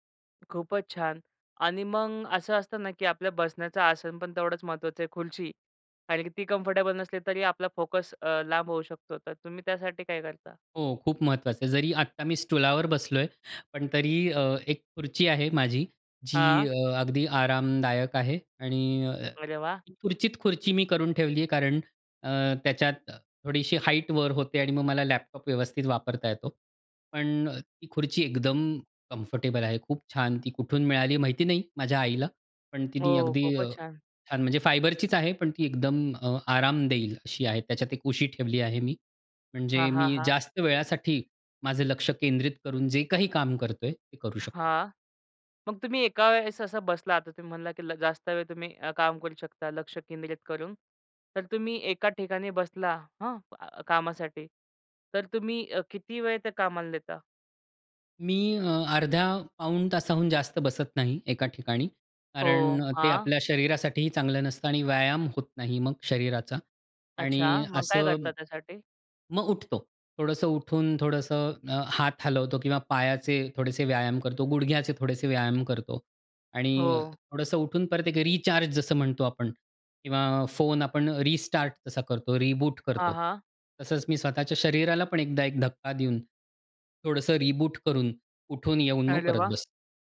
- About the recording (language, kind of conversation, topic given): Marathi, podcast, फोकस टिकवण्यासाठी तुमच्याकडे काही साध्या युक्त्या आहेत का?
- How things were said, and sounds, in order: in English: "कम्फर्टेबल"; in English: "कम्फर्टेबल"; in English: "फायबरचीच"; in English: "रिबूट"; in English: "रिबूट"